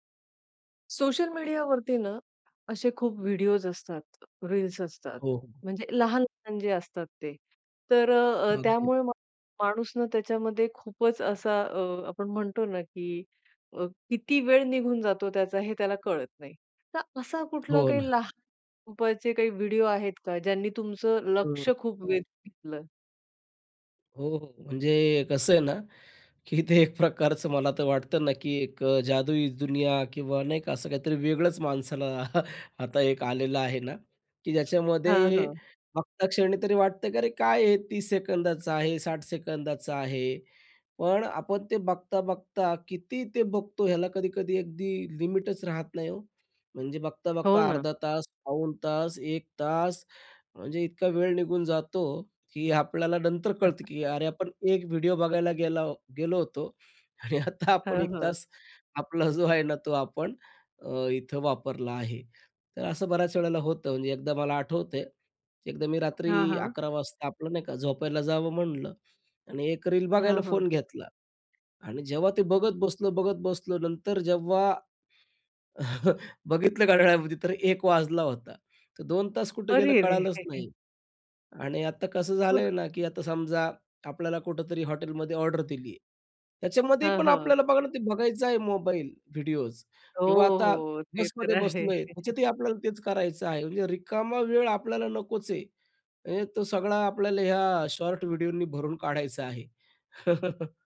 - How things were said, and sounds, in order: other background noise; tapping; unintelligible speech; laughing while speaking: "की ते एक"; chuckle; laughing while speaking: "की आपल्याला"; laughing while speaking: "आणि आता आपण"; laughing while speaking: "आहे ना"; chuckle; chuckle; laughing while speaking: "आहे"; chuckle; in English: "शॉर्ट व्हिडिओनी"; chuckle
- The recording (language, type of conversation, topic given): Marathi, podcast, लहान स्वरूपाच्या व्हिडिओंनी लक्ष वेधलं का तुला?